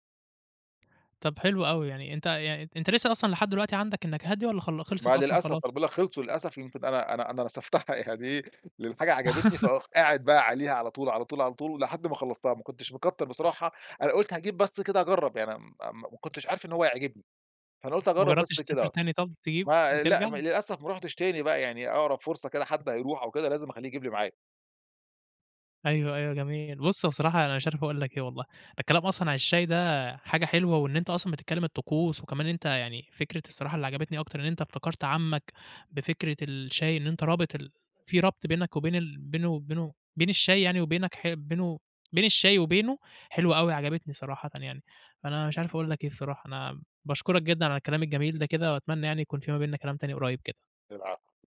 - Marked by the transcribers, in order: laughing while speaking: "نسفتها يعني إيه"; laugh; tapping; other background noise
- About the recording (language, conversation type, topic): Arabic, podcast, إيه عاداتك مع القهوة أو الشاي في البيت؟